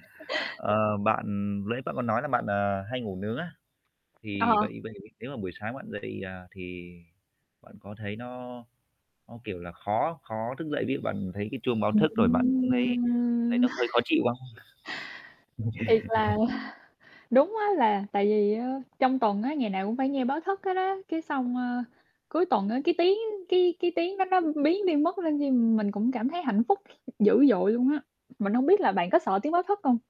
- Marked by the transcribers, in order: static; "nãy" said as "lãy"; other background noise; mechanical hum; drawn out: "Ừm!"; chuckle; distorted speech; chuckle; other noise
- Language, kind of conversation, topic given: Vietnamese, unstructured, Bạn thường làm gì để tạo động lực cho mình vào mỗi buổi sáng?